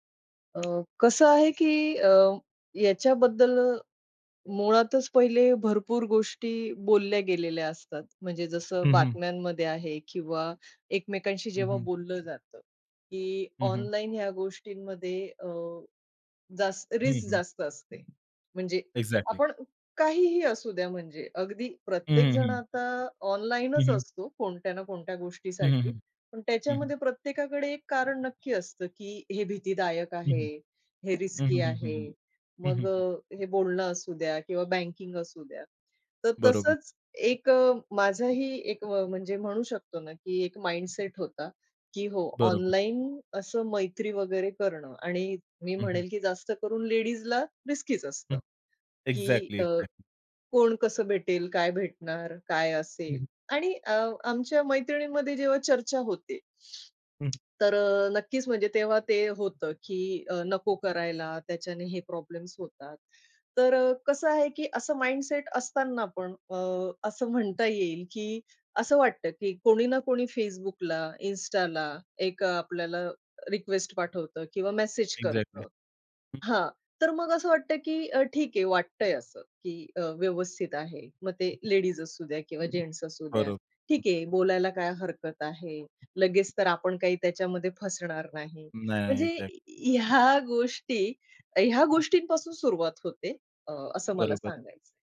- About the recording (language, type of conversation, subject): Marathi, podcast, ऑनलाइन मित्र आणि प्रत्यक्ष भेटलेल्या मित्रांमधील नातं कसं वेगळं असतं?
- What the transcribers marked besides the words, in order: tapping; other background noise; in English: "रिस्क"; in English: "एक्झॅक्टली"; horn; in English: "रिस्की"; in English: "माइंडसेट"; in English: "रिस्कीच"; in English: "एक्झॅक्टली, एक्झॅक्टली"; in English: "माइंडसेट"; in English: "एक्झॅक्टली"; in English: "एक्झॅक्टली"